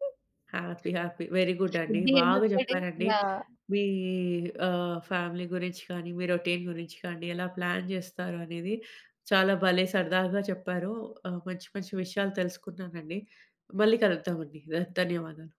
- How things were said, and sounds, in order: in English: "హ్యాపీ హ్యాపీ. వెరీ గుడ్"; in English: "కుడ్ బి ఎండ్ ఆఫ్ ద డే"; in English: "ఫ్యామిలీ"; in English: "రొటీన్"; in English: "ప్లాన్"
- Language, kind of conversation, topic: Telugu, podcast, రోజువారీ భోజనాన్ని మీరు ఎలా ప్రణాళిక చేసుకుంటారు?